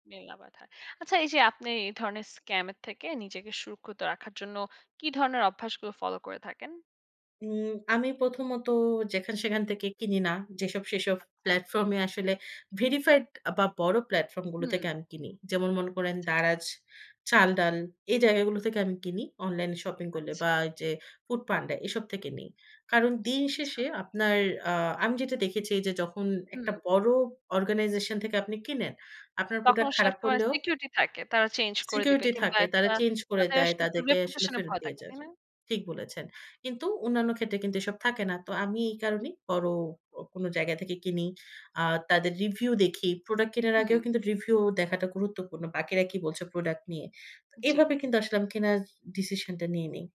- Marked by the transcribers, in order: tapping
- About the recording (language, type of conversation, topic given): Bengali, podcast, নেট স্ক্যাম চিনতে তোমার পদ্ধতি কী?